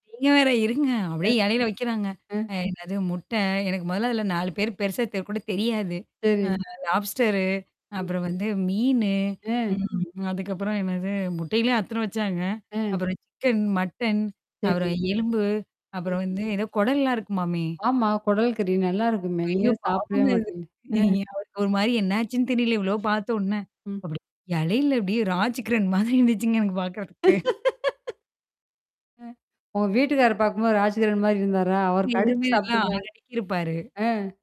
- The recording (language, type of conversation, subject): Tamil, podcast, அம்மா நடத்தும் வீட்டுவிருந்துகளின் நினைவுகளைப் பற்றி பகிர முடியுமா?
- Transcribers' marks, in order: mechanical hum; in English: "லாப்ஸ்டரு"; static; distorted speech; other background noise; chuckle; laughing while speaking: "மாதிரி இருந்துச்சுங்க எனக்குப் பாக்குறதுக்கு"; laugh